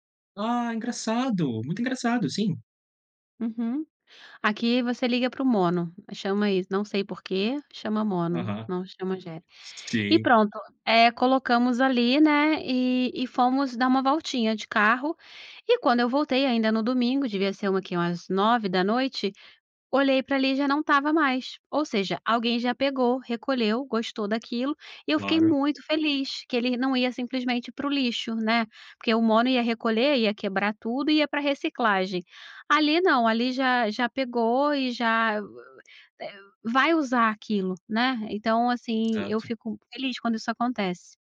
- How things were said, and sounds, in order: other noise
- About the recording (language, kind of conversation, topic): Portuguese, podcast, Como você evita acumular coisas desnecessárias em casa?